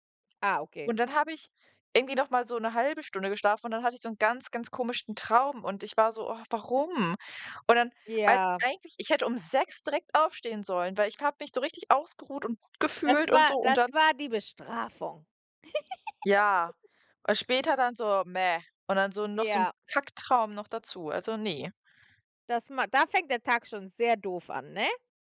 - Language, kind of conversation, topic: German, unstructured, Wie hat die Schule dein Leben positiv beeinflusst?
- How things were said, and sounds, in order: unintelligible speech; stressed: "sechs"; stressed: "Bestrafung"; giggle